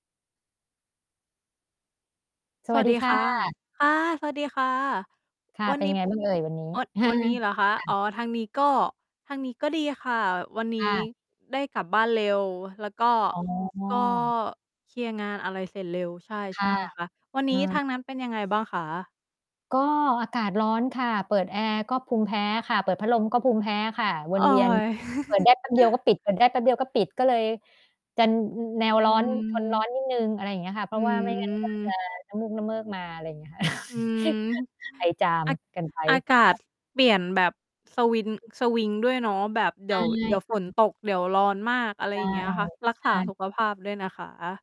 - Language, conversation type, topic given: Thai, unstructured, คุณคิดว่าเทศกาลประจำปีมีความสำคัญต่อสังคมอย่างไร?
- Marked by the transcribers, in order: "เอ่อ" said as "โอ๊ด"; chuckle; distorted speech; chuckle; chuckle; other noise; mechanical hum